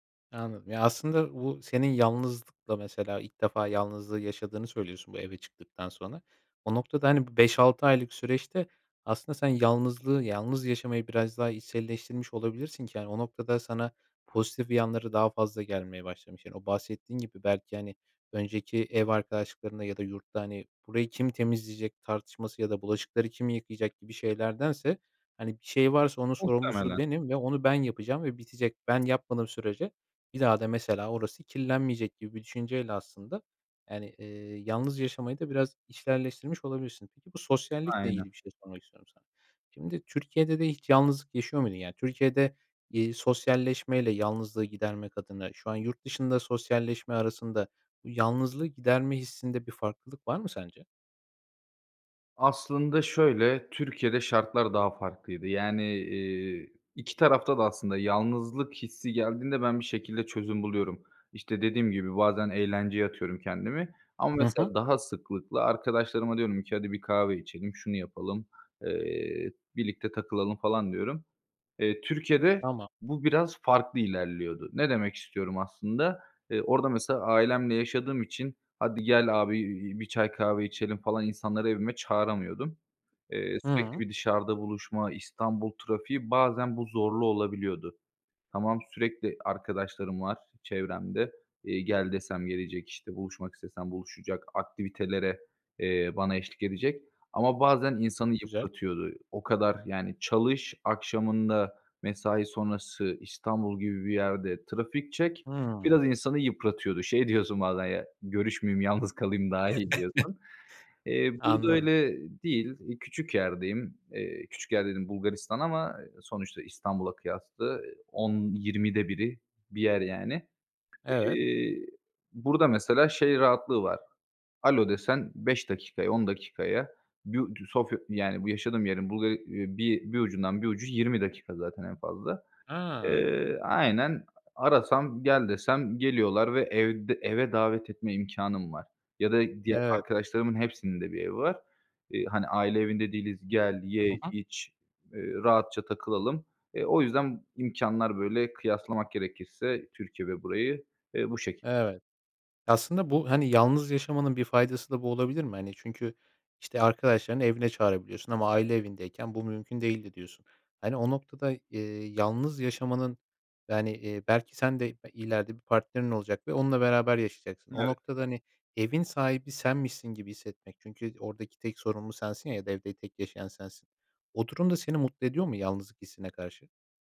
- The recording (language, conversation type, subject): Turkish, podcast, Yalnızlık hissi geldiğinde ne yaparsın?
- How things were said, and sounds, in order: other background noise; tapping; laughing while speaking: "diyorsun"; chuckle; laughing while speaking: "yalnız kalayım daha iyi"